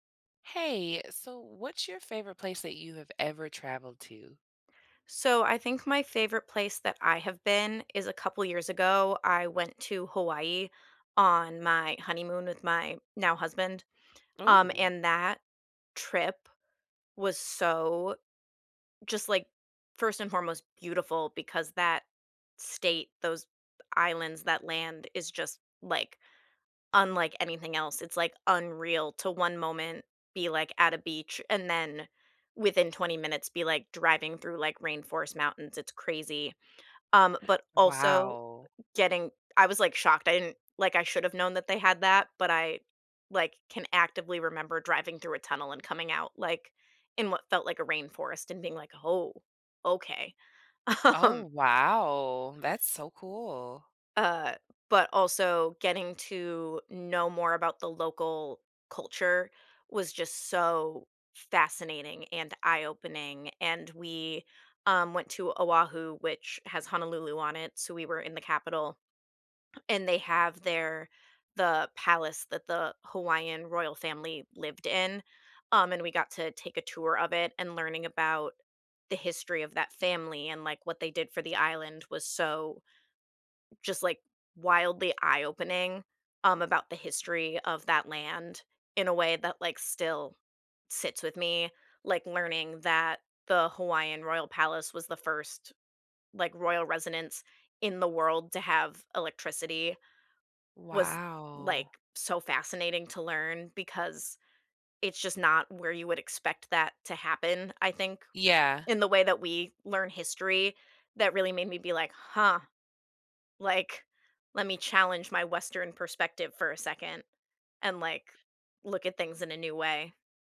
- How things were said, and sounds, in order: gasp; tapping; laughing while speaking: "Um"; drawn out: "wow"; other background noise; drawn out: "Wow"
- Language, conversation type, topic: English, unstructured, What is your favorite place you have ever traveled to?
- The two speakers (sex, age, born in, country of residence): female, 30-34, United States, United States; female, 30-34, United States, United States